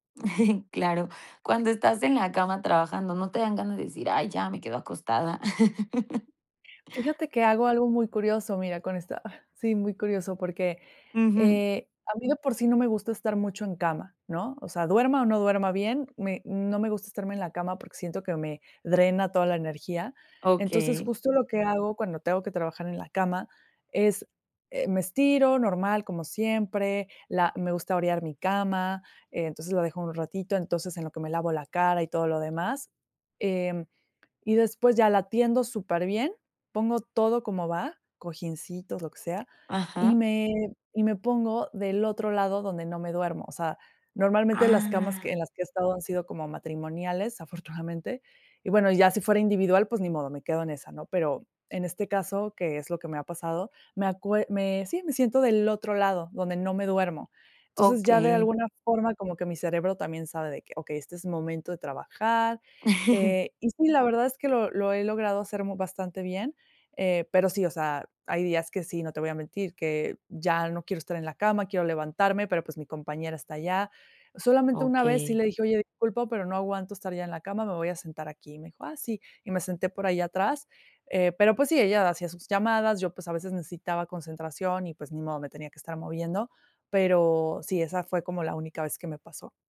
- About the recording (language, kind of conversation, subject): Spanish, podcast, ¿Cómo organizarías un espacio de trabajo pequeño en casa?
- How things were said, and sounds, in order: chuckle; laugh; laughing while speaking: "afortunadamente"; chuckle